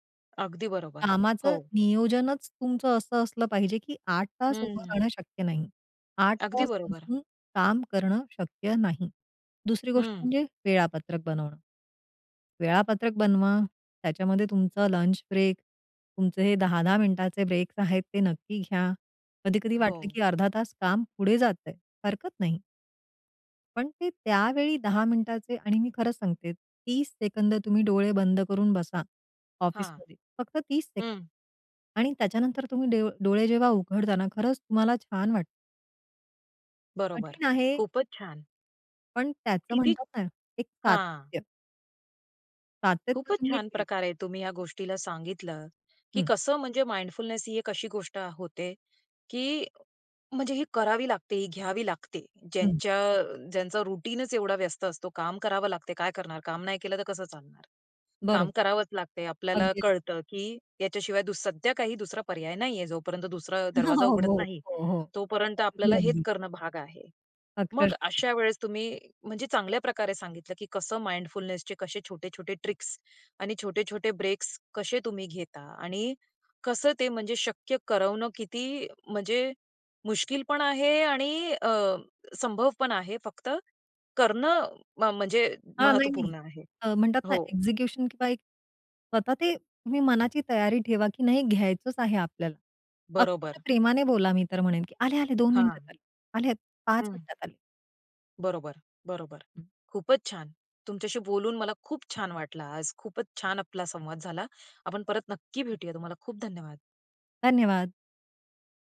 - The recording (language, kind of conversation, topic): Marathi, podcast, दैनंदिन जीवनात जागरूकतेचे छोटे ब्रेक कसे घ्यावेत?
- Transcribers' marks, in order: in English: "माइंडफुलनेस"; in English: "रुटीनच"; laugh; laughing while speaking: "हो, हो"; in English: "माइंडफुलनेसचे"; in English: "ट्रिक्स"; in English: "ब्रेक्स"; in English: "एक्झिक्युशन"; tapping